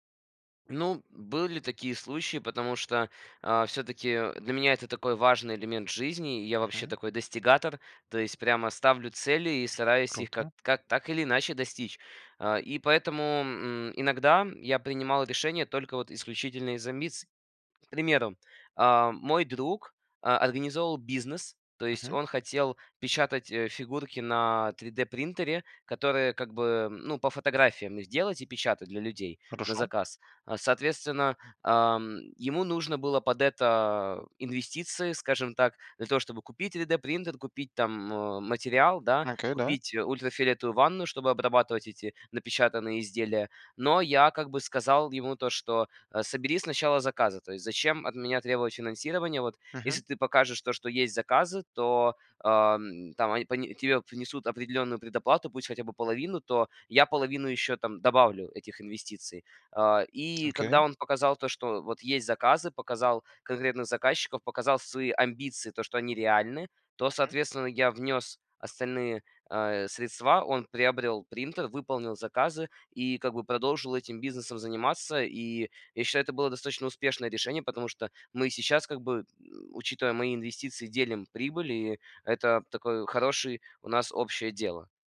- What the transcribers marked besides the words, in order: none
- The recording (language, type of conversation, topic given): Russian, podcast, Какую роль играет амбиция в твоих решениях?